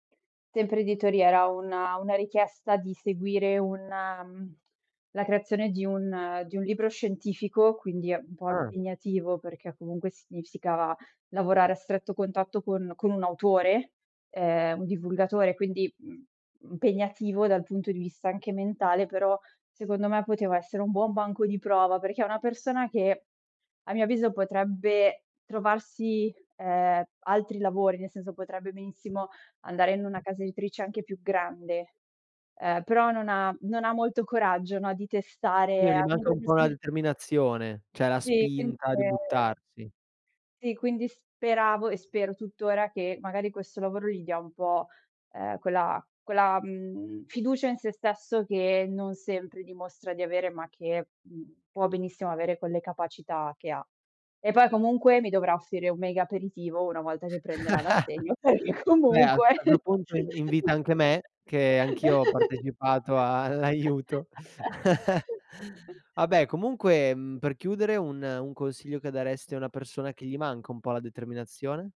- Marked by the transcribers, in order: "significava" said as "signisficava"; tapping; unintelligible speech; chuckle; laughing while speaking: "all'aiuto"; laugh; laughing while speaking: "perché comunque"; laugh
- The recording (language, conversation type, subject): Italian, podcast, Come bilanci la sicurezza economica e la soddisfazione personale nelle tue scelte?